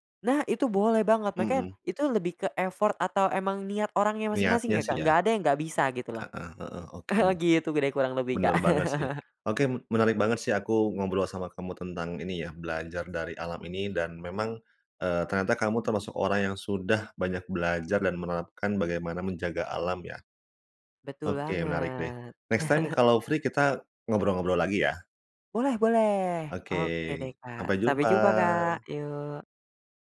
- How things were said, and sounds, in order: in English: "effort"; other background noise; chuckle; tapping; in English: "Next time"; in English: "free"
- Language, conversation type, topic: Indonesian, podcast, Ceritakan pengalaman penting apa yang pernah kamu pelajari dari alam?